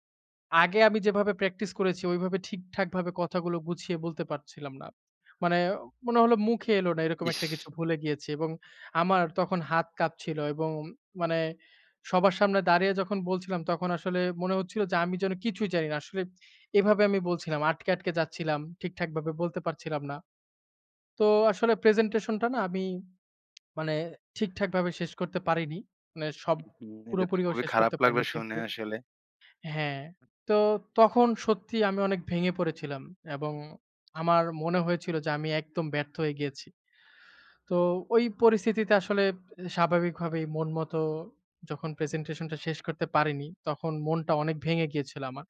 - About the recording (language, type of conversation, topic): Bengali, podcast, শিক্ষাজীবনের সবচেয়ে বড় স্মৃতি কোনটি, আর সেটি তোমাকে কীভাবে বদলে দিয়েছে?
- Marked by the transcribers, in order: other background noise